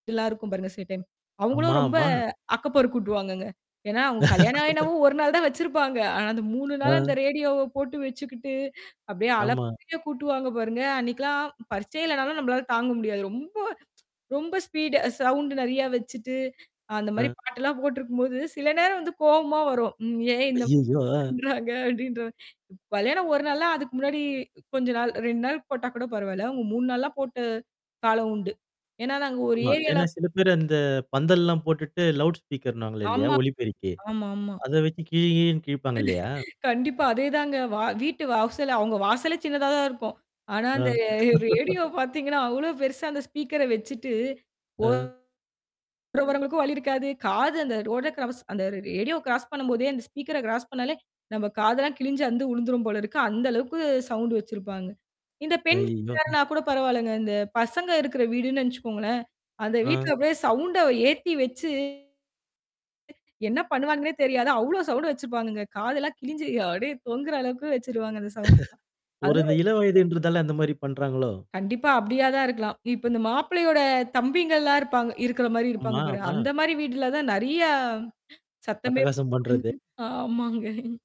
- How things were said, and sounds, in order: laugh; tapping; tsk; in English: "ஸ்பீடு"; laughing while speaking: "பண்றாங்க? அப்டின்ற மாரி"; distorted speech; static; in English: "லவுட் ஸ்பீக்கர்ன்னுவாங்க"; laugh; mechanical hum; laughing while speaking: "அந்த அ ரேடியோ பாத்தீங்கன்னா"; other background noise; laugh; in English: "ஸ்பீக்கர"; in English: "ரோட க்ராஸ்"; in English: "ரேடியோ க்ராஸ்"; in English: "ஸ்பீக்கர க்ராஸ்"; laughing while speaking: "அப்படியே"; laugh; laughing while speaking: "ஆமாங்க"
- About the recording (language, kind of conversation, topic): Tamil, podcast, பண்டிகைகள் மற்றும் விழாக்களில் ஒலிக்கும் இசை உங்களுக்கு என்ன தாக்கத்தை அளித்தது?